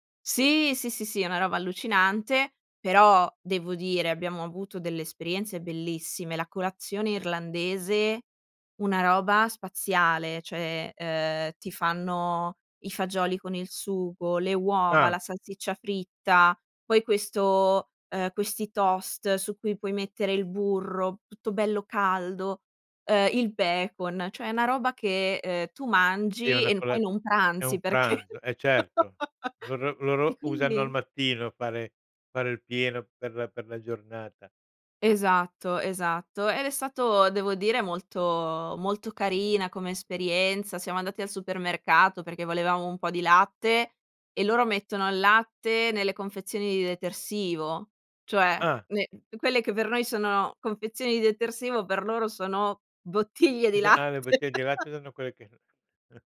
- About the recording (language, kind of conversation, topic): Italian, podcast, Come si coltivano amicizie durature attraverso esperienze condivise?
- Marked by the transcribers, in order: laugh; chuckle